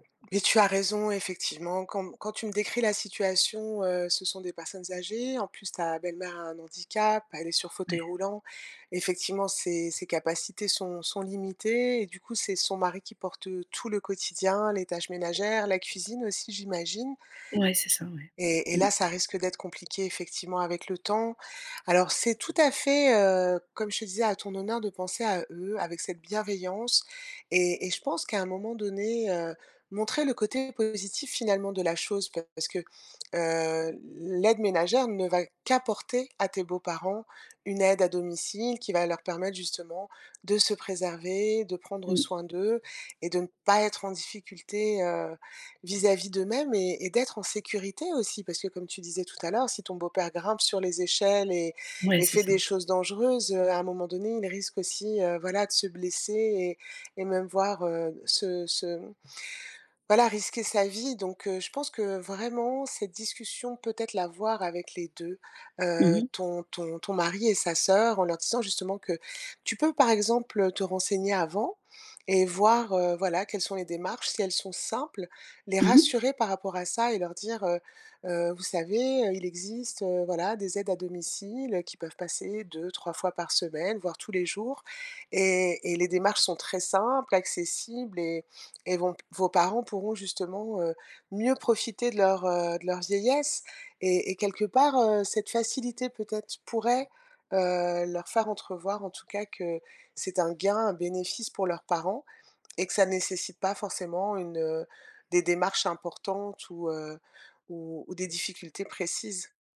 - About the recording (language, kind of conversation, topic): French, advice, Comment puis-je aider un parent âgé sans créer de conflits ?
- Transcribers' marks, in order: stressed: "vraiment"